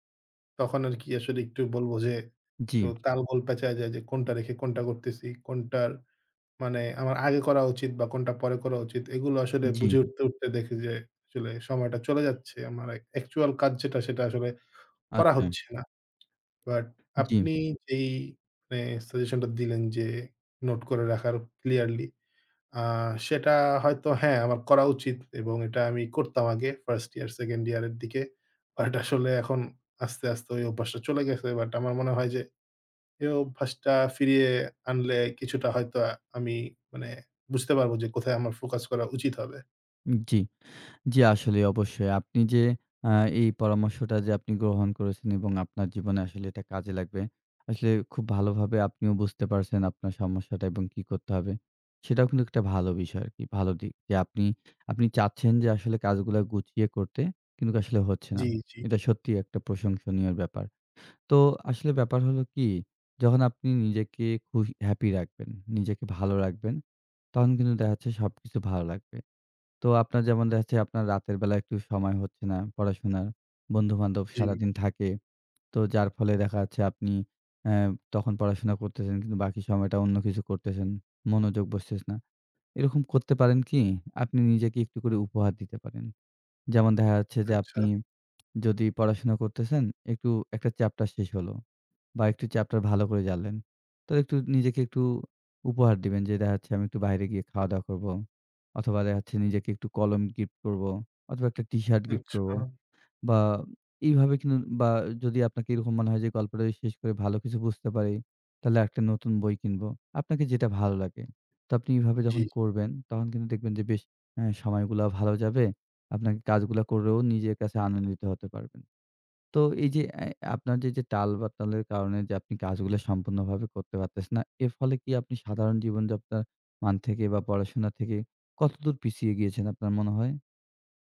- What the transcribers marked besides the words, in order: "আগে" said as "আইল"; "আসলে" said as "সলে"; tapping; other background noise; laughing while speaking: "বাট"
- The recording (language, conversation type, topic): Bengali, advice, আপনি কেন বারবার কাজ পিছিয়ে দেন?